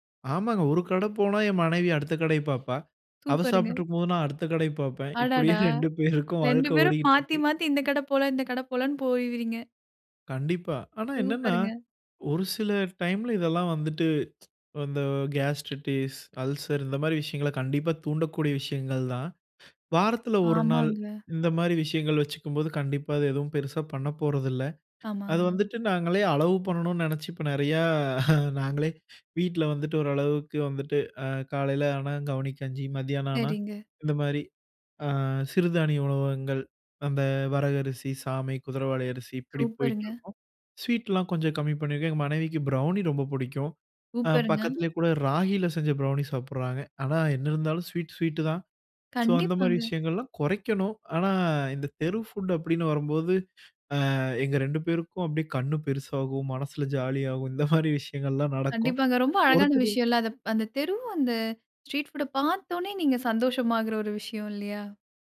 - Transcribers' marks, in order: laughing while speaking: "இப்படியே இரண்டு பேருக்கும் வாழ்க்கை ஓடிக்கிட்டிருக்கு"; in English: "கேஸ்ட்ரிட்டிஸ், அல்சர்"; chuckle; other background noise; "உணவு வகைகள்" said as "உணவகங்கள்"; tapping; in English: "ப்ரௌனி"; in English: "ப்ரௌனி"; laughing while speaking: "இந்த மாதிரி விஷயங்கள்லா நடக்கும்"
- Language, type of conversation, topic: Tamil, podcast, அங்குள்ள தெரு உணவுகள் உங்களை முதன்முறையாக எப்படி கவர்ந்தன?